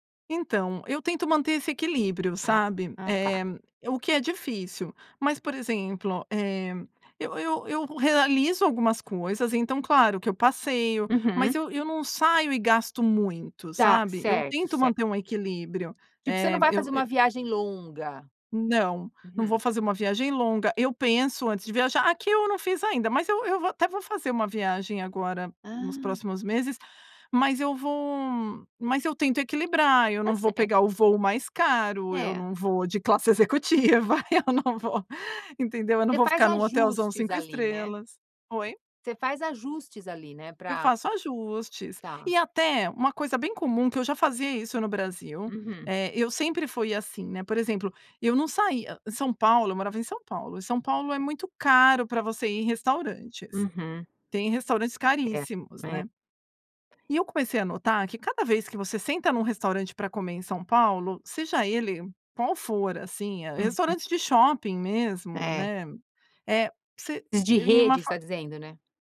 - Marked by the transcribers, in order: laughing while speaking: "de classe executiva, eu não vou"; other background noise
- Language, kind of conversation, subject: Portuguese, podcast, Como equilibrar o prazer imediato com metas de longo prazo?